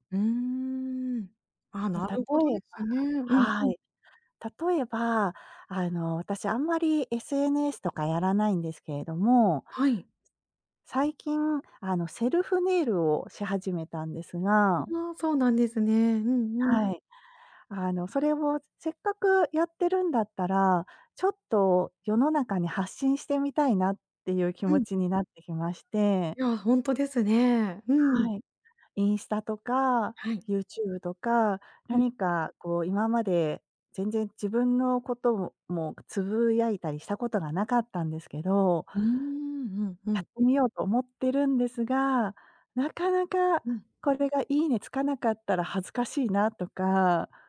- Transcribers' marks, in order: none
- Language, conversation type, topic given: Japanese, advice, 完璧を求めすぎて取りかかれず、なかなか決められないのはなぜですか？
- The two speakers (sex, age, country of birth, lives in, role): female, 40-44, Japan, Japan, advisor; female, 50-54, Japan, United States, user